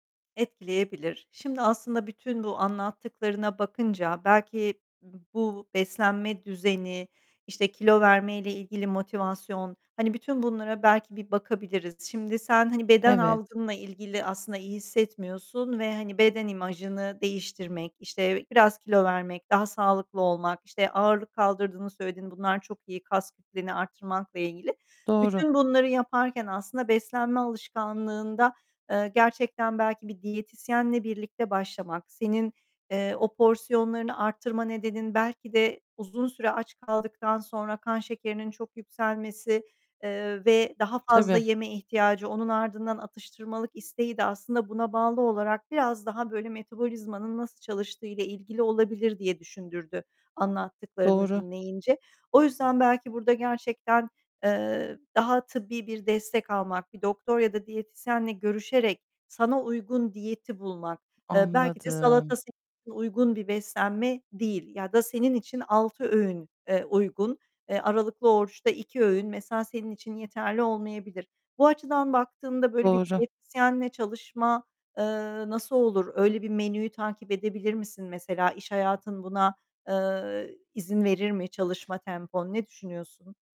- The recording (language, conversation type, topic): Turkish, advice, Bir süredir kilo veremiyorum; bunun nedenini nasıl anlayabilirim?
- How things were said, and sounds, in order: static; distorted speech; tapping